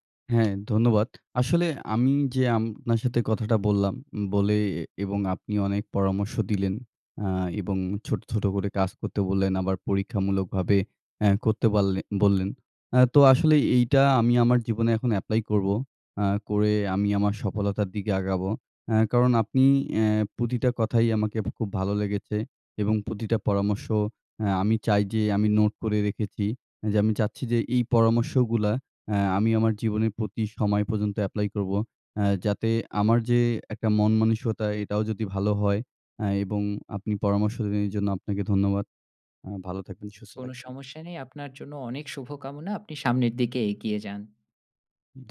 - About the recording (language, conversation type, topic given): Bengali, advice, চাকরিতে কাজের অর্থহীনতা অনুভব করছি, জীবনের উদ্দেশ্য কীভাবে খুঁজে পাব?
- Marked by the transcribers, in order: tapping; "আপনার" said as "আমনার"